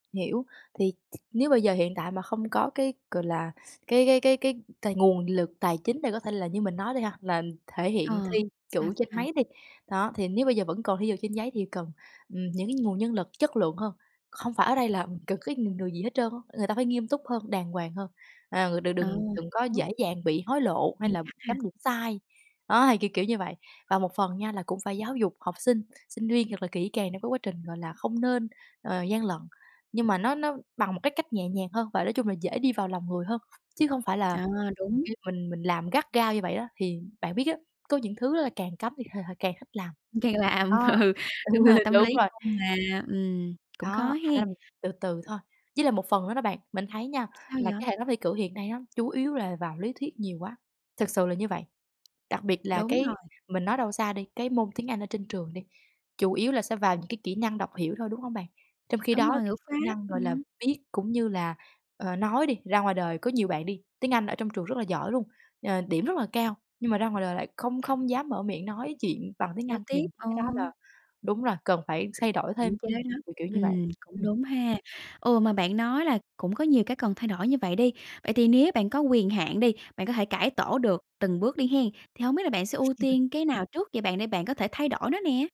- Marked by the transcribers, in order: tapping; other background noise; unintelligible speech; laughing while speaking: "Càng làm ừ"; laugh; laugh
- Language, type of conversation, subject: Vietnamese, podcast, Bạn nghĩ sao về hệ thống thi cử hiện nay?